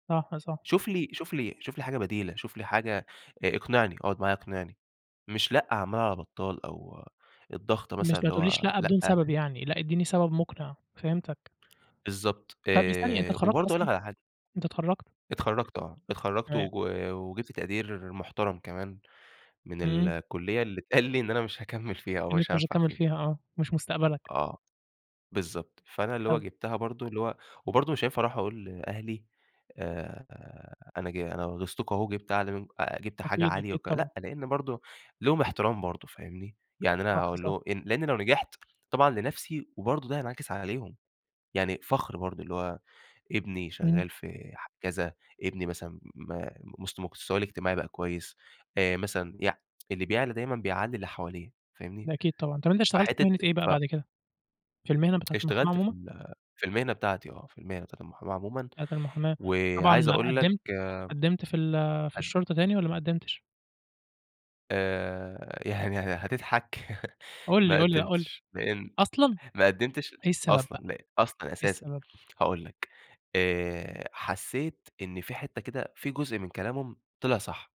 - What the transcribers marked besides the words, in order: laughing while speaking: "اتقال لي"; unintelligible speech; tapping; chuckle
- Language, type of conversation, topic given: Arabic, podcast, إيه رأيك في ضغط الأهل على اختيار المهنة؟